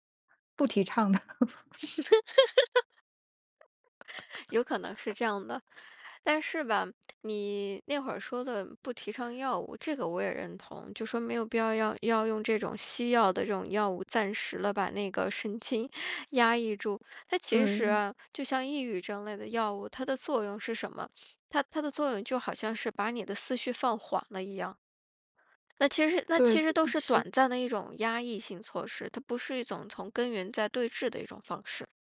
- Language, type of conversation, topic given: Chinese, podcast, 遇到焦虑时，你通常会怎么应对？
- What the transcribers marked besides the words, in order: laugh; other background noise; laughing while speaking: "经"